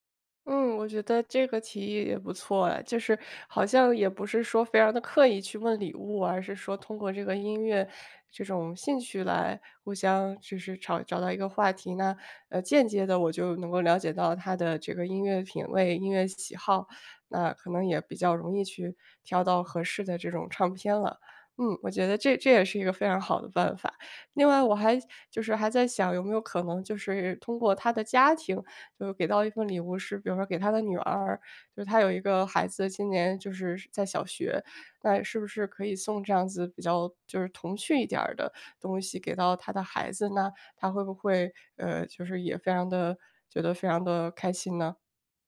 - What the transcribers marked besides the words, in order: none
- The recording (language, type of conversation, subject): Chinese, advice, 怎样挑选礼物才能不出错并让对方满意？